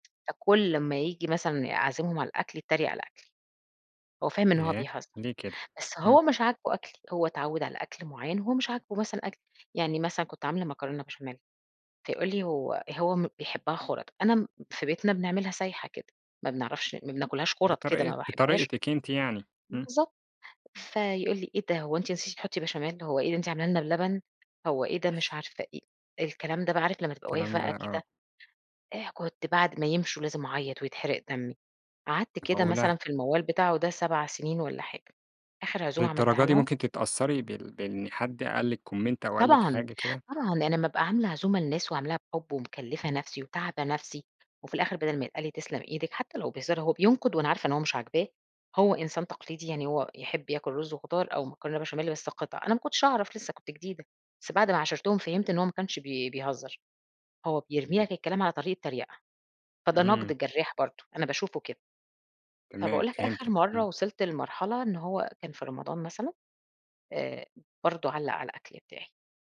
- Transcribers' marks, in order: tapping; in English: "comment"
- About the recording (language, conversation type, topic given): Arabic, podcast, إزاي تدي نقد من غير ما تجرح؟